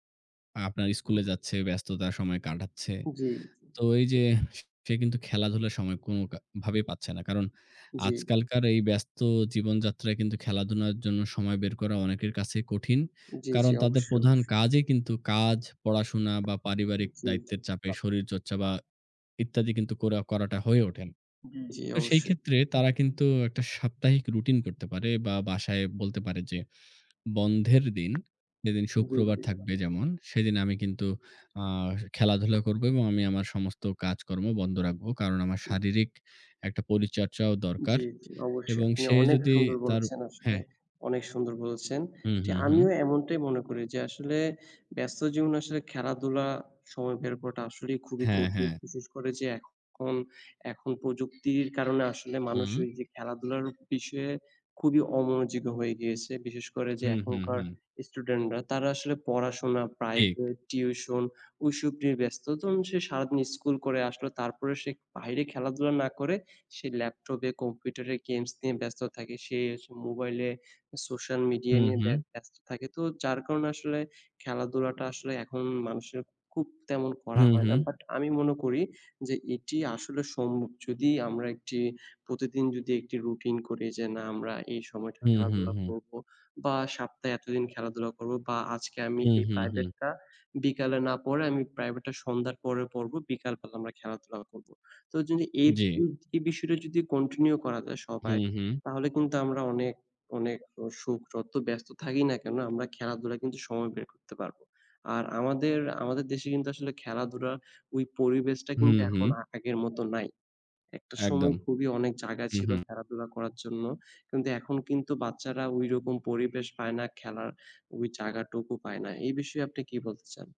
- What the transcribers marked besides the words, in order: tapping; "খেলাধুলার" said as "খেলাধুনার"; background speech; other noise; other background noise; "কিন্তু" said as "কন্তু"; "যতো" said as "রতো"; "জায়গা" said as "জাগা"; horn
- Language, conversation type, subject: Bengali, unstructured, আপনার মতে, খেলাধুলায় অংশগ্রহণের সবচেয়ে বড় উপকারিতা কী?